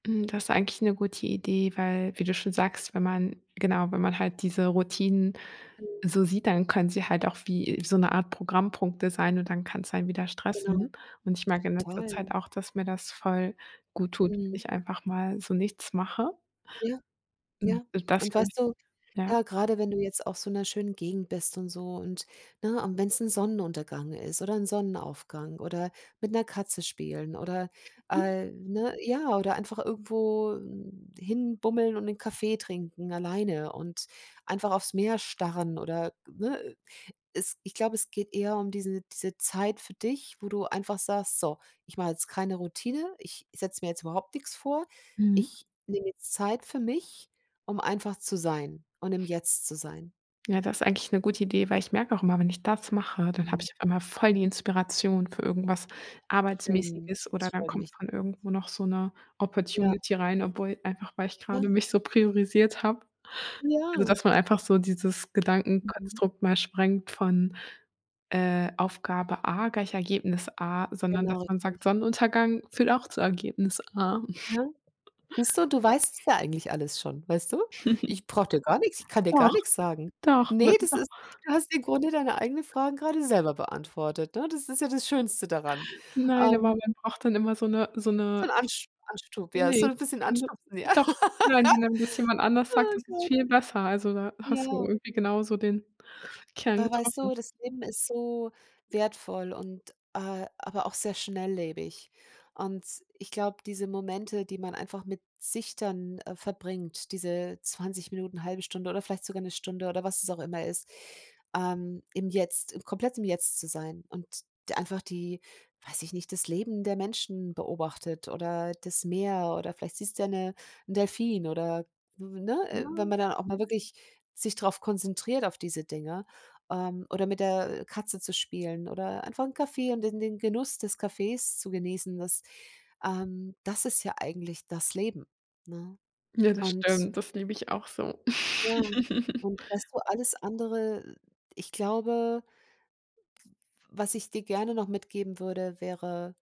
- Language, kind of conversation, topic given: German, advice, Wie kann ich vermeiden, zu viele neue Gewohnheiten gleichzeitig zu starten und dadurch schnell entmutigt zu werden?
- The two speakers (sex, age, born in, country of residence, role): female, 30-34, Germany, Germany, user; female, 50-54, Germany, Germany, advisor
- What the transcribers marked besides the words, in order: other background noise; unintelligible speech; stressed: "voll"; in English: "Opportunity"; stressed: "Ja"; unintelligible speech; chuckle; other noise; chuckle; chuckle; laugh; joyful: "Oh Gott"; laugh